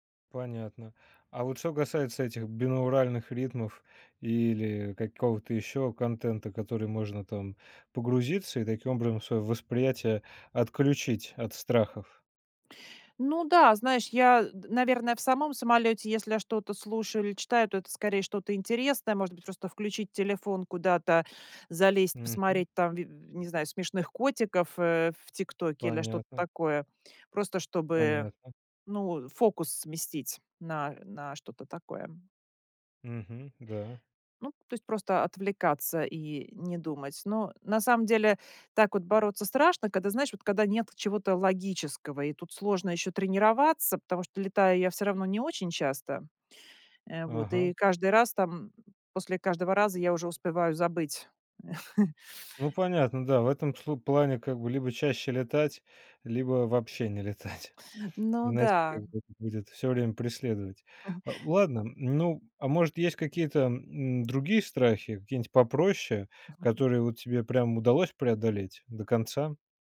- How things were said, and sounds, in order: chuckle; chuckle; other background noise
- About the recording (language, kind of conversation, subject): Russian, podcast, Как ты работаешь со своими страхами, чтобы их преодолеть?